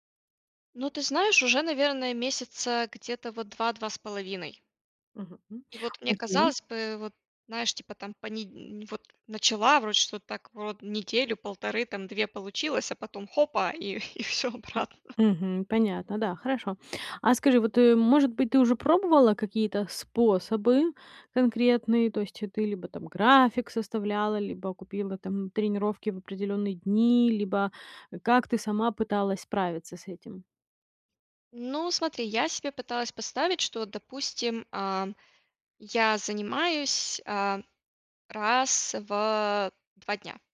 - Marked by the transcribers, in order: laughing while speaking: "и всё обратно"; other background noise
- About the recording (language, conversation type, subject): Russian, advice, Как мне закрепить новые привычки и сделать их частью своей личности и жизни?